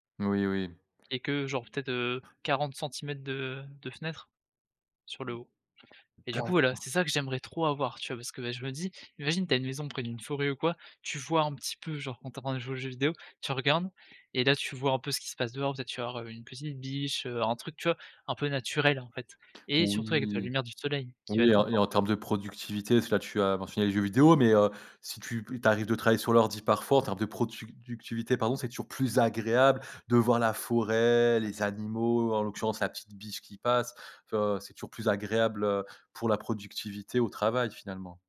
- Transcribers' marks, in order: other background noise; "productivité" said as "produductivité"
- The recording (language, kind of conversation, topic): French, podcast, Comment la lumière influence-t-elle ton confort chez toi ?